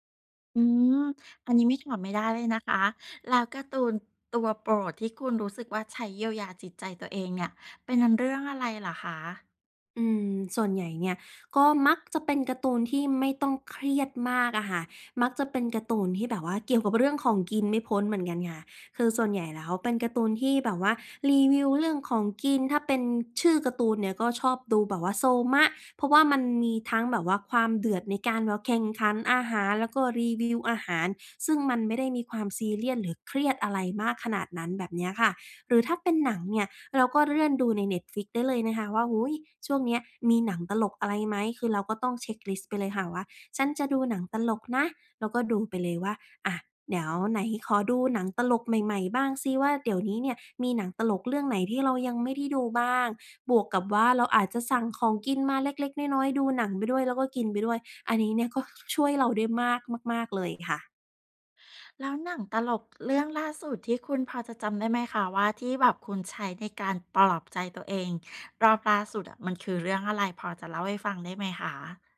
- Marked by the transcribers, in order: "เลื่อน" said as "เรื่อน"
- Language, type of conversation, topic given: Thai, podcast, ในช่วงเวลาที่ย่ำแย่ คุณมีวิธีปลอบใจตัวเองอย่างไร?